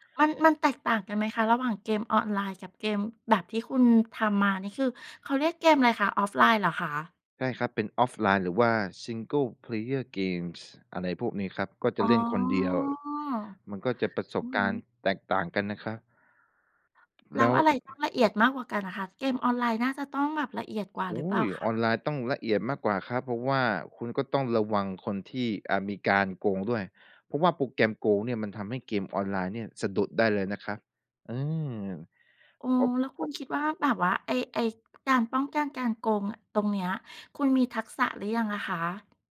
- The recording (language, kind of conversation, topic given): Thai, podcast, คุณทำโปรเจกต์ในโลกจริงเพื่อฝึกทักษะของตัวเองอย่างไร?
- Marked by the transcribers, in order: in English: "offline"; in English: "single-player games"; other background noise